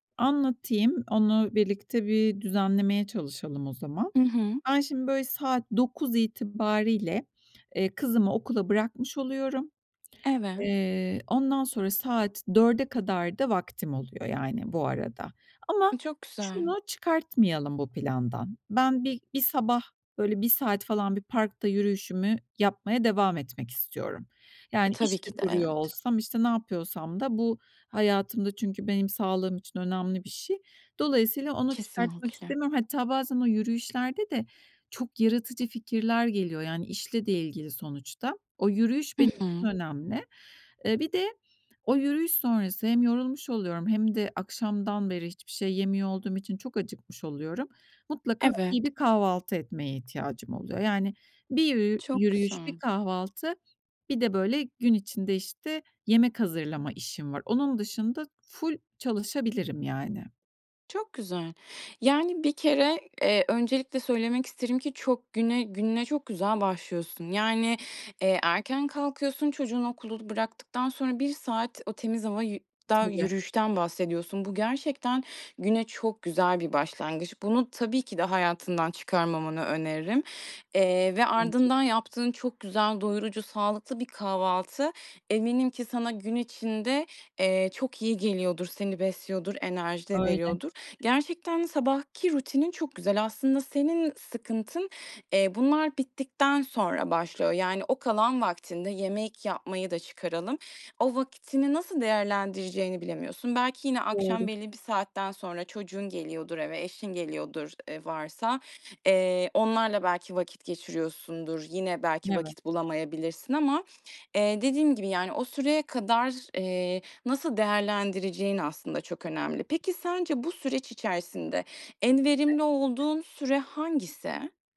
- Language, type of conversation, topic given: Turkish, advice, İş ile yaratıcılık arasında denge kurmakta neden zorlanıyorum?
- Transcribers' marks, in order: "itibarıyla" said as "itibariyle"; tapping; other background noise; "vaktini" said as "vakitini"; unintelligible speech